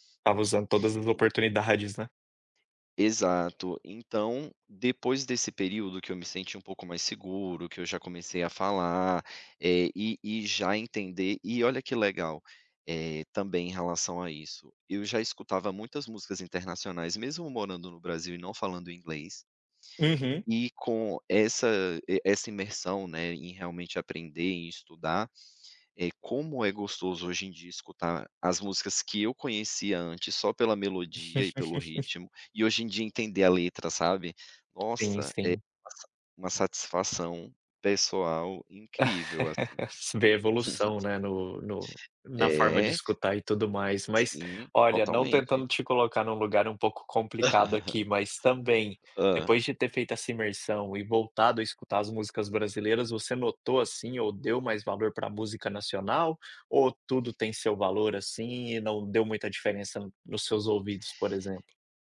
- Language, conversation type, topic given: Portuguese, podcast, Que hábitos musicais moldaram a sua identidade sonora?
- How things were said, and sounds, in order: other noise; laugh; tapping; laugh; laugh; laugh